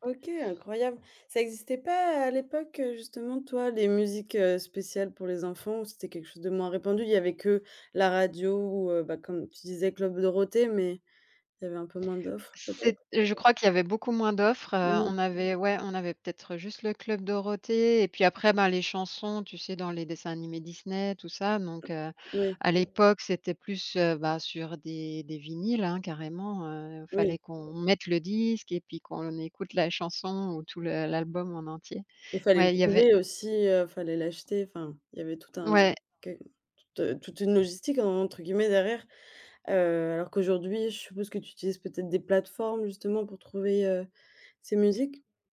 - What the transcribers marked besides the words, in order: none
- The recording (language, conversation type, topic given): French, podcast, Quelle chanson te ramène directement à ton enfance ?